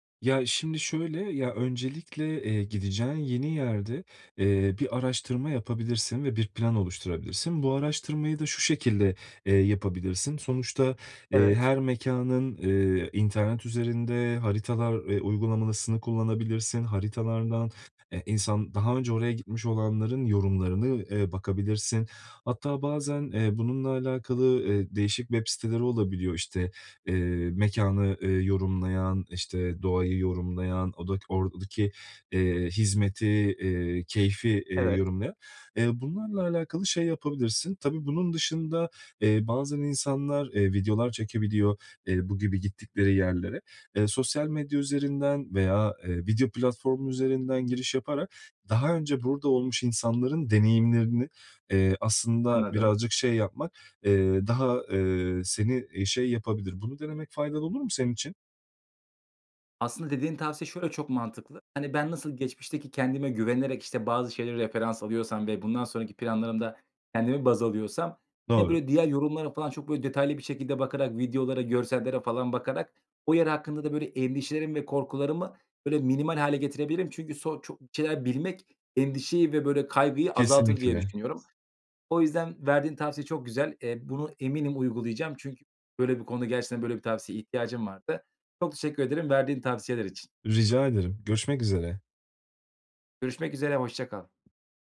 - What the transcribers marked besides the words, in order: "uygulamasını" said as "uygulamalısını"; unintelligible speech; tapping; other background noise
- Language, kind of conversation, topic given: Turkish, advice, Yeni şeyler denemekten neden korkuyor veya çekingen hissediyorum?